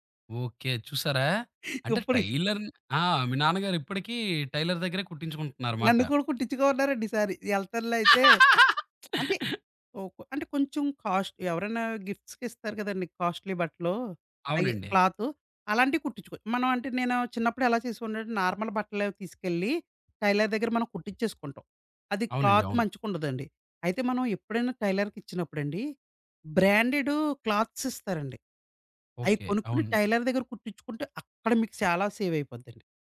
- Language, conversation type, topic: Telugu, podcast, బడ్జెట్ పరిమితి ఉన్నప్పుడు స్టైల్‌ను ఎలా కొనసాగించాలి?
- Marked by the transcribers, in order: in English: "టైలర్"; in English: "టైలర్"; other background noise; laugh; tapping; lip smack; in English: "కాస్ట్"; in English: "గిఫ్ట్స్‌కిస్తారు"; in English: "కాస్ట్‌లీ"; in English: "నార్మల్"; in English: "టైలర్"; in English: "క్లాత్"; in English: "టైలర్‌కిచ్చినప్పుడండి"; in English: "క్లాత్స్"; in English: "టైలర్"; in English: "సేవ్"